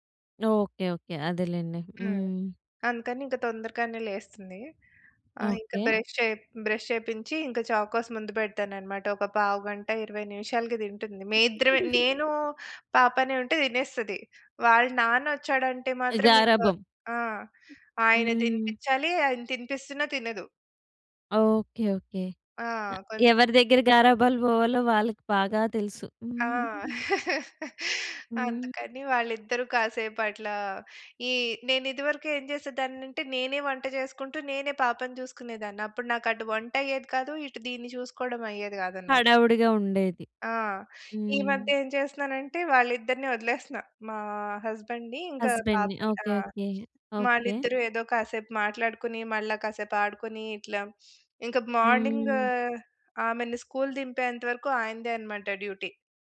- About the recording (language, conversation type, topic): Telugu, podcast, మీ ఉదయపు దినచర్య ఎలా ఉంటుంది, సాధారణంగా ఏమేమి చేస్తారు?
- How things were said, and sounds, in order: in English: "బ్రష్"; in English: "బ్రష్"; in English: "చాకోస్"; giggle; laugh; giggle; in English: "హస్బెండ్‌ని"; in English: "హస్బెండ్‌ని"; sniff; in English: "మార్నింగ్"; in English: "స్కూల్"; in English: "డ్యూటీ"